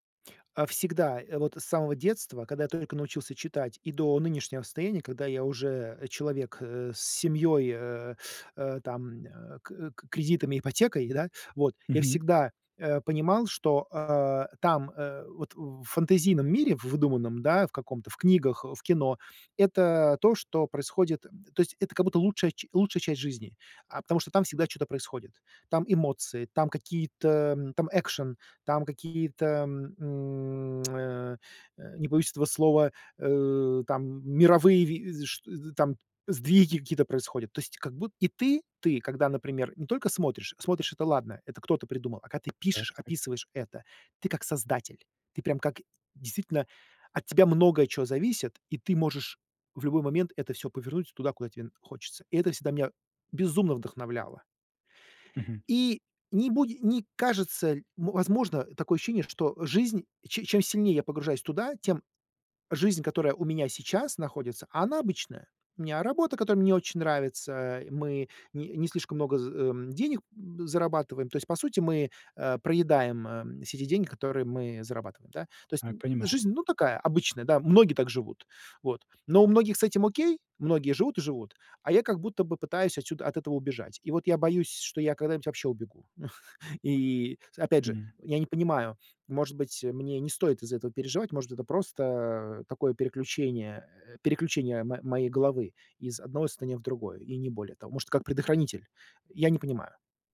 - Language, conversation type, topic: Russian, advice, Как письмо может помочь мне лучше понять себя и свои чувства?
- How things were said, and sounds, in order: in English: "экшн"; tsk; chuckle